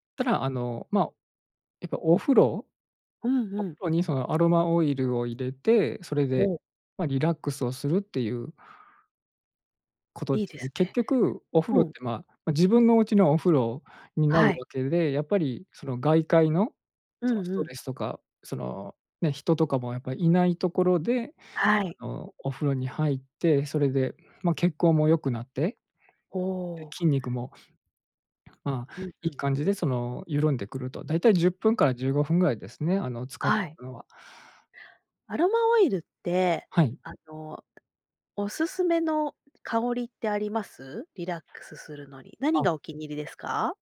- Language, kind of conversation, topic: Japanese, podcast, ストレスがたまったとき、普段はどのように対処していますか？
- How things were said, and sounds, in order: tapping